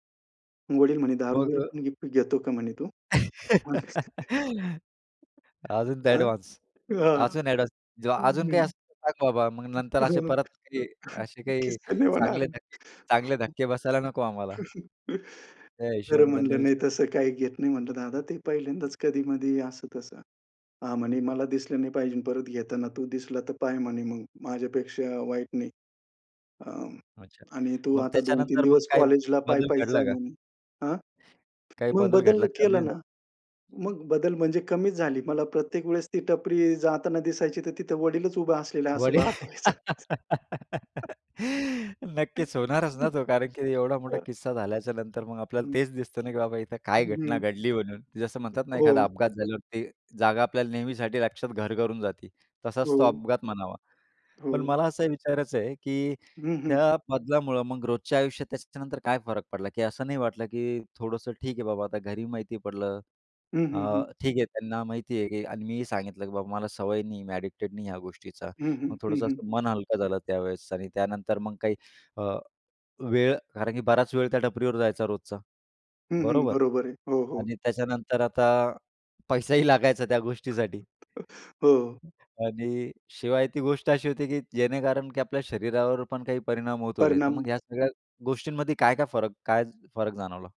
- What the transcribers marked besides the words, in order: laugh; in English: "एडव्हान्स"; in English: "एडव्हान्स"; unintelligible speech; chuckle; chuckle; other background noise; laughing while speaking: "वडील"; laugh; laughing while speaking: "भास व्हायचं"; chuckle; tapping; in English: "एडिक्टेड"; laughing while speaking: "पैसाही"; chuckle
- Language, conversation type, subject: Marathi, podcast, कोणती सवय बदलल्यामुळे तुमचं आयुष्य अधिक चांगलं झालं?